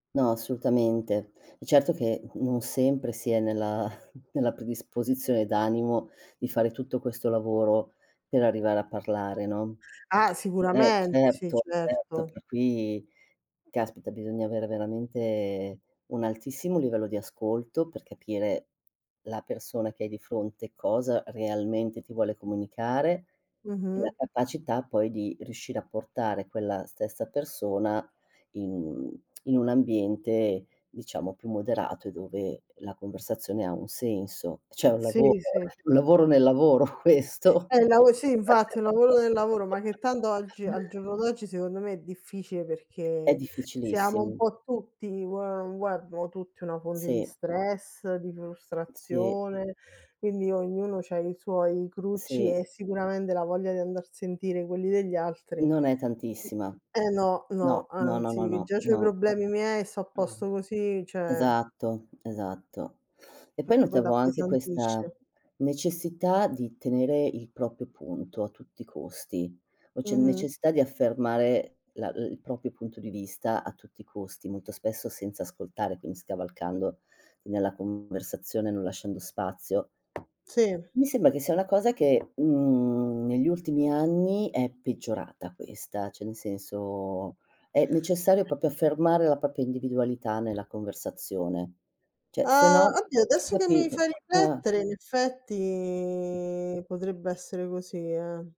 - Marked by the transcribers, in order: other background noise; chuckle; tongue click; tsk; laughing while speaking: "questo"; laugh; tapping; "proprio" said as "propio"; "proprio" said as "propio"; "cioè" said as "ceh"; "proprio" said as "propio"; "propria" said as "propia"; "Cioè" said as "ceh"; drawn out: "effetti"
- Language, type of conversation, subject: Italian, unstructured, Come fai a far valere il tuo punto di vista senza imporlo?